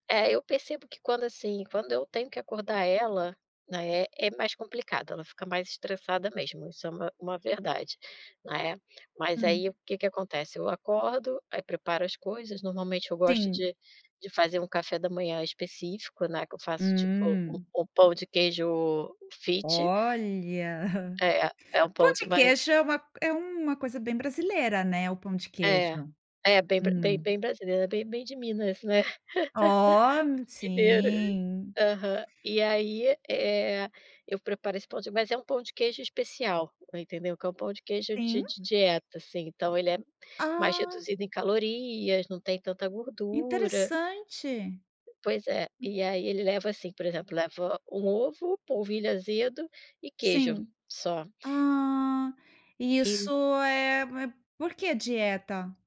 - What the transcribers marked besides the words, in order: giggle; giggle; other background noise
- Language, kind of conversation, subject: Portuguese, podcast, Como é sua rotina matinal?